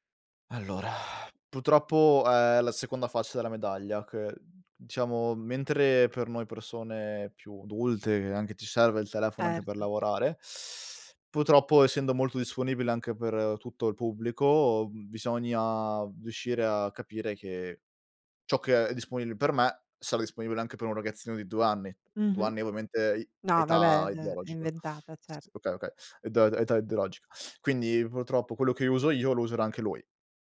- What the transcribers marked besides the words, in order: sigh; "adulte" said as "dulte"; "disponibile" said as "disponile"
- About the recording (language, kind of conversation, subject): Italian, podcast, Come gestisci le notifiche dello smartphone?